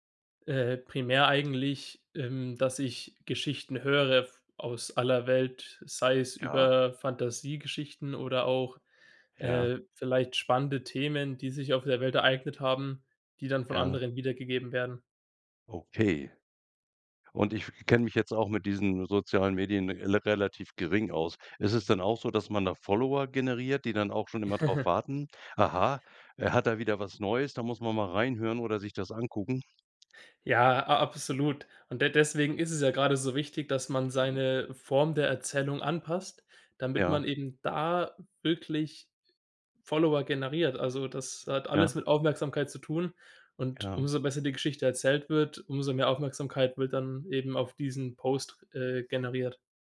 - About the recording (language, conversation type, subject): German, podcast, Wie verändern soziale Medien die Art, wie Geschichten erzählt werden?
- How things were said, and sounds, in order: chuckle; other background noise; stressed: "da"